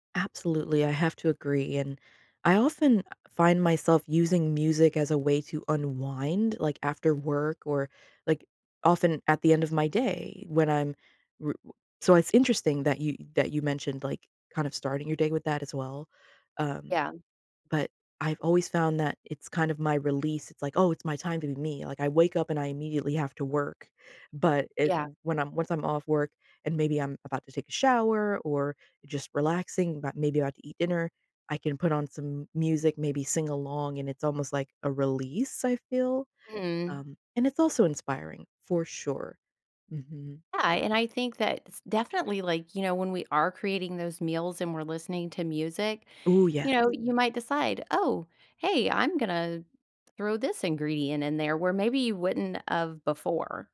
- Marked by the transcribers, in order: tapping; other background noise
- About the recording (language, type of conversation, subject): English, unstructured, What habits help me feel more creative and open to new ideas?